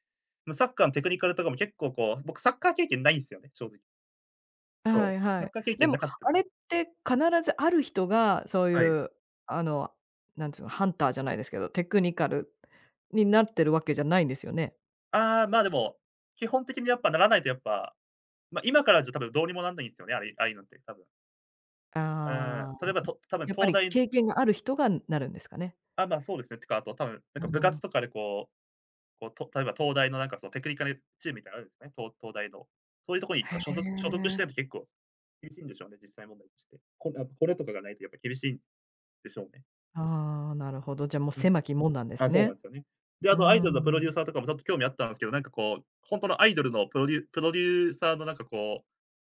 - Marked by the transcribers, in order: tapping; other background noise
- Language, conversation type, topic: Japanese, podcast, 好きなことを仕事にすべきだと思いますか？